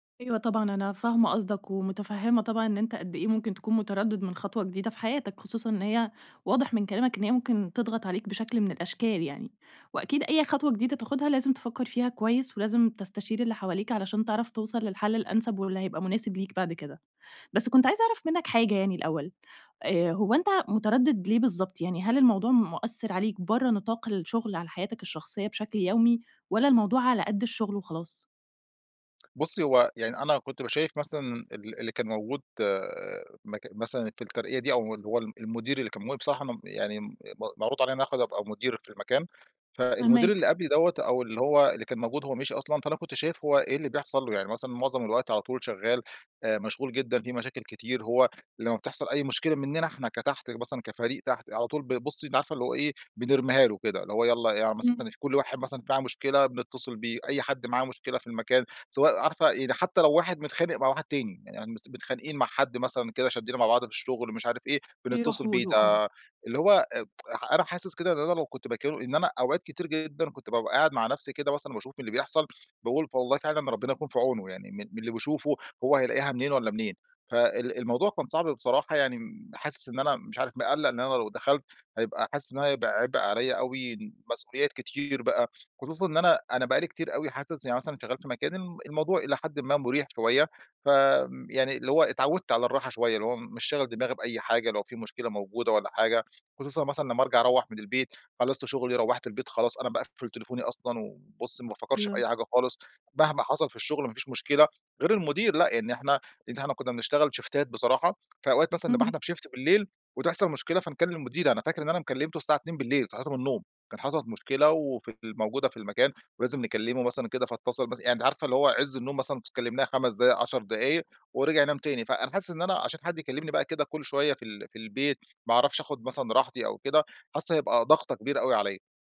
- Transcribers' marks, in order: tapping; in English: "شيفتات"; in English: "شيفت"
- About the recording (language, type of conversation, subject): Arabic, advice, إزاي أقرر أقبل ترقية بمسؤوليات زيادة وأنا متردد؟